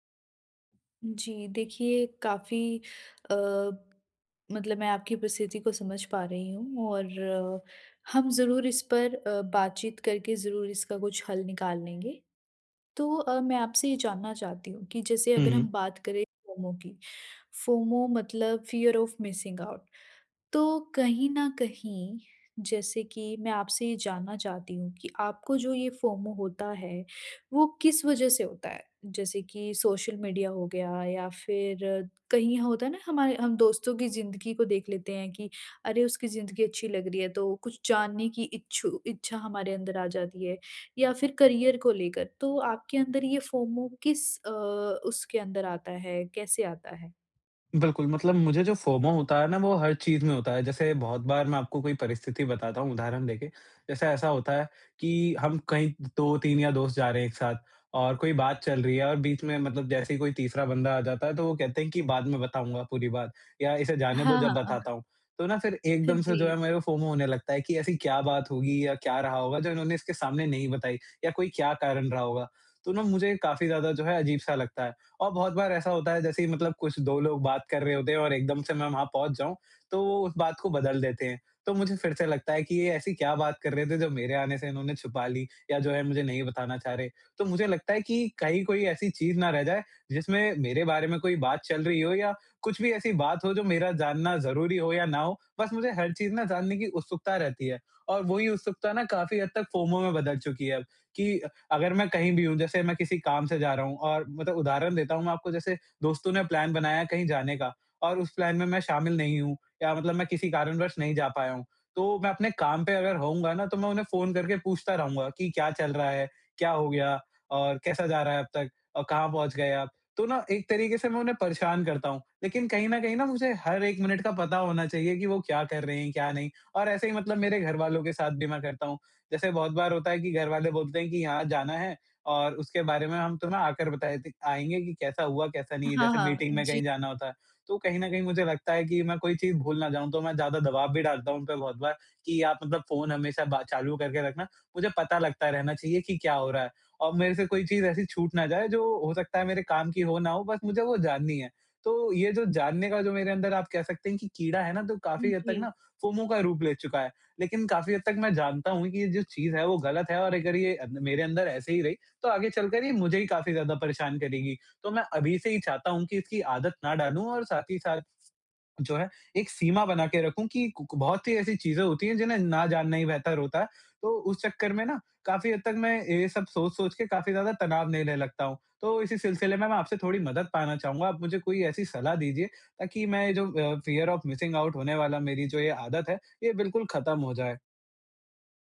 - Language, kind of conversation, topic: Hindi, advice, मैं ‘छूट जाने के डर’ (FOMO) के दबाव में रहते हुए अपनी सीमाएँ तय करना कैसे सीखूँ?
- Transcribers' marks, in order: in English: "फोमो"; in English: "फोमो"; in English: "फियर ऑफ मिसिंग आउट"; in English: "फोमो"; in English: "करियर"; in English: "फोमो"; in English: "फोमो"; chuckle; in English: "फोमो"; in English: "फोमो"; in English: "प्लान"; in English: "प्लान"; in English: "फोमो"; in English: "फियर ऑफ मिसिंग आउट"